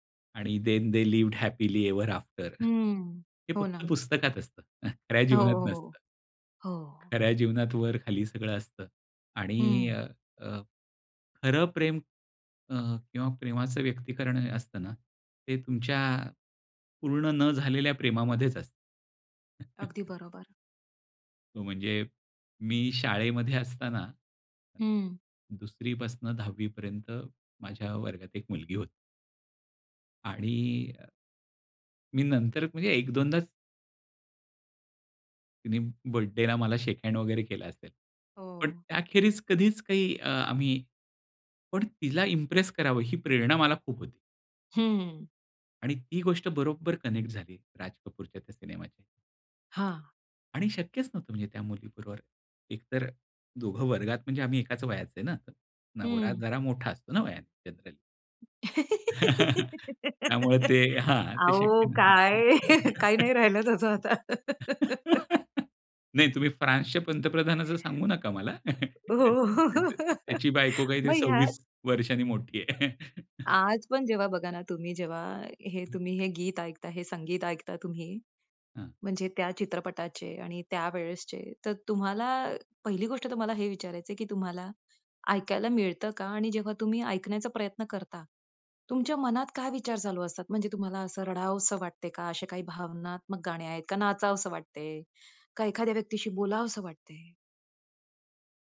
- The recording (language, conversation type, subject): Marathi, podcast, तुमच्या आयुष्यातील सर्वात आवडती संगीताची आठवण कोणती आहे?
- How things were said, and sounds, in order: in English: "देन दे लिव्ड हॅपिली एव्हर आफ्टर"; other background noise; chuckle; in English: "शेक हँड"; in English: "इम्प्रेस"; in English: "कनेक्ट"; in English: "जनरली"; tapping; laugh; laughing while speaking: "अहो काय? काही नाही राहिलं तसं आता"; stressed: "अहो"; chuckle; chuckle; laugh; laugh; laughing while speaking: "हो, हो"; chuckle; chuckle